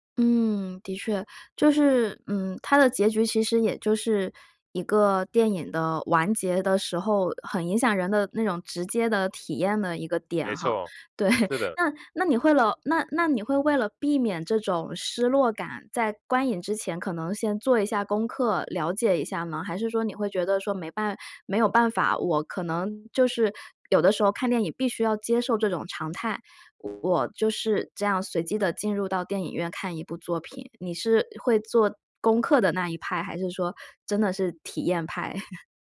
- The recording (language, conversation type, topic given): Chinese, podcast, 电影的结局真的那么重要吗？
- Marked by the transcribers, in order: chuckle; chuckle